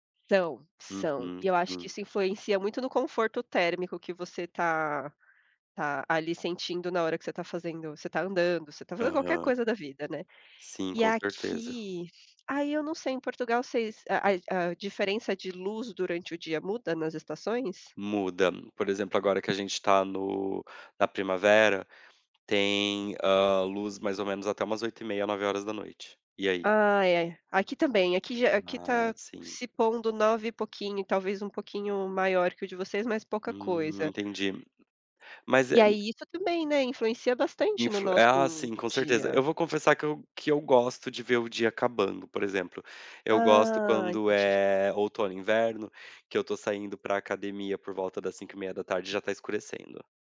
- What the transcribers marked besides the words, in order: other background noise
- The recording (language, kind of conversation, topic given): Portuguese, unstructured, Como você equilibra trabalho e lazer no seu dia?